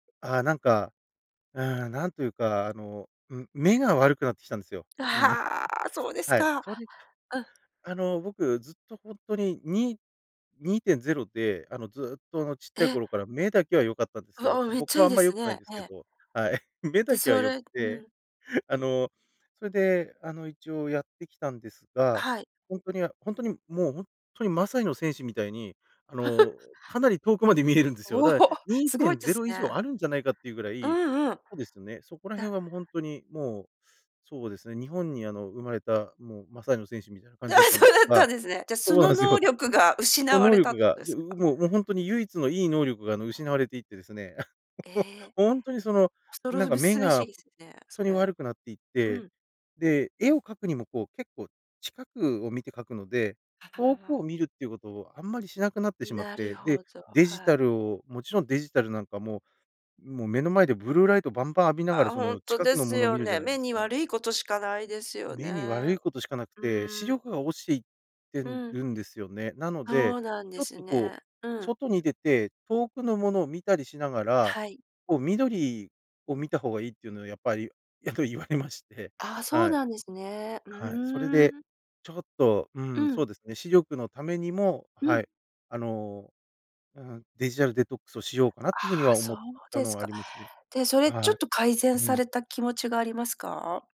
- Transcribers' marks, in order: laughing while speaking: "はい。目だけは良くて"; laughing while speaking: "かなり遠くまで見えるんですよ"; laugh; laughing while speaking: "おお"; laughing while speaking: "ああ、そうだったんですね"; laugh; laughing while speaking: "やっぱり言われまして"
- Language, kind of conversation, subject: Japanese, podcast, あえてデジタル断ちする時間を取っていますか？